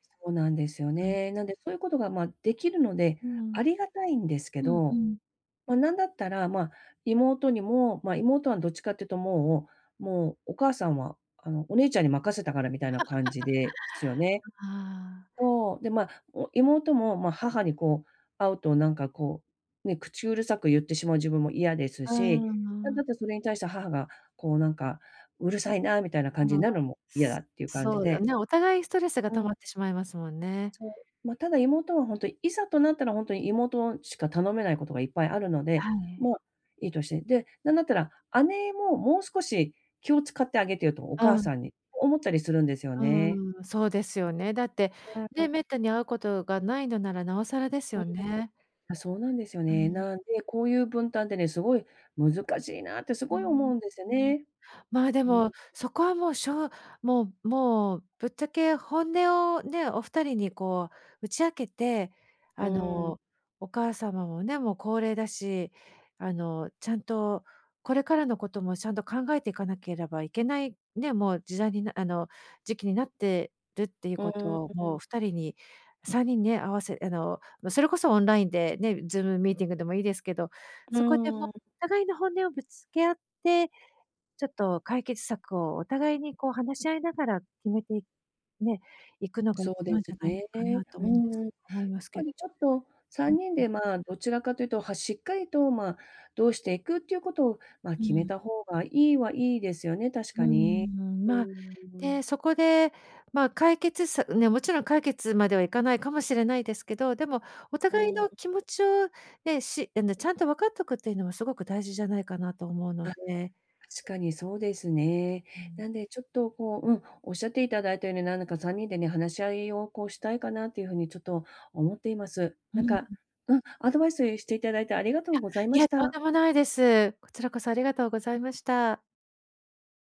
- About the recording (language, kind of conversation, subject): Japanese, advice, 親の介護の負担を家族で公平かつ現実的に分担するにはどうすればよいですか？
- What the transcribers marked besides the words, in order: laugh; other noise; other background noise